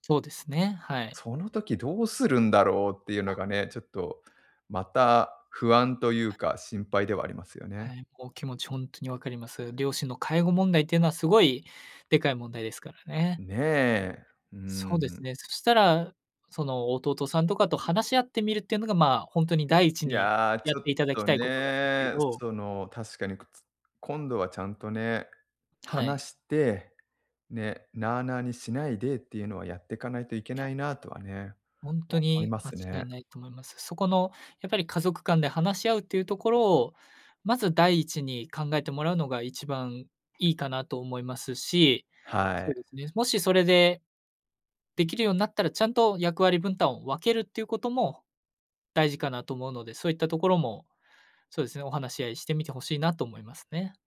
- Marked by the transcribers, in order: other noise
- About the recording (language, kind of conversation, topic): Japanese, advice, 介護の負担を誰が担うかで家族が揉めている